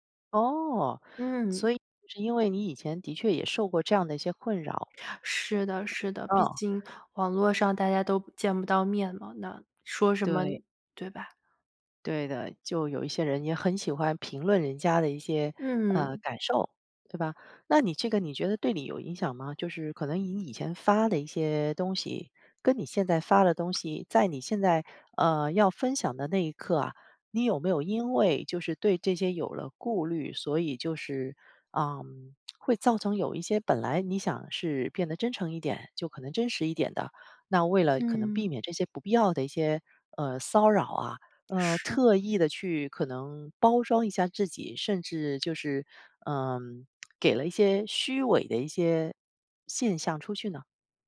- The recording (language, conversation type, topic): Chinese, podcast, 如何在网上既保持真诚又不过度暴露自己？
- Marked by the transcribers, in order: other background noise; lip smack